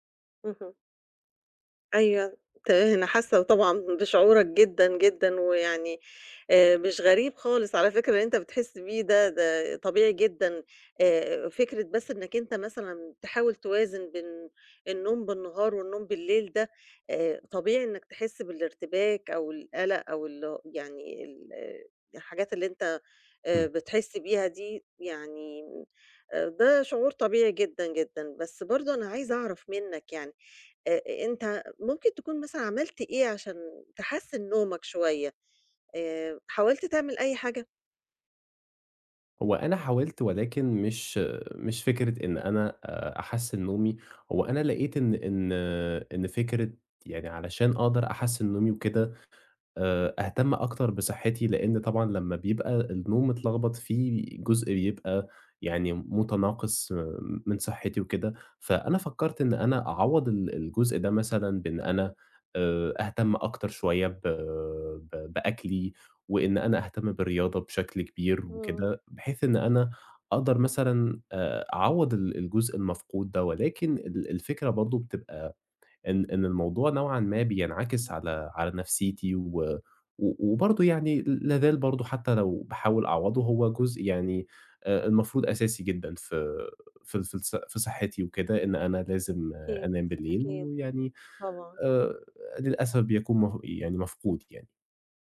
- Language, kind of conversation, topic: Arabic, advice, إزاي قيلولة النهار بتبوّظ نومك بالليل؟
- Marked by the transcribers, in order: none